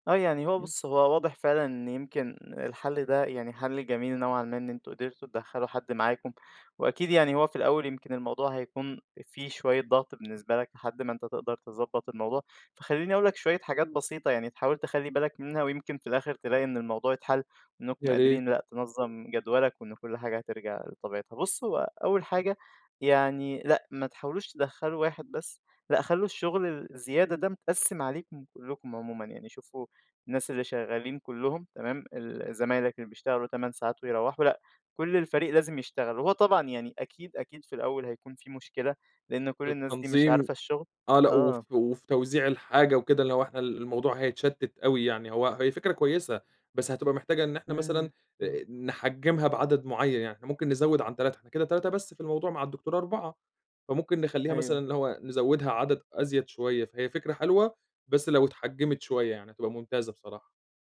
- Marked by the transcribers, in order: tapping; other background noise
- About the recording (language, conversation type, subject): Arabic, advice, إزاي أحط حدود في الشغل وأقول لأ للزيادة من غير ما أتعصب؟
- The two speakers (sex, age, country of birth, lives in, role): male, 20-24, Egypt, Egypt, advisor; male, 25-29, Egypt, Egypt, user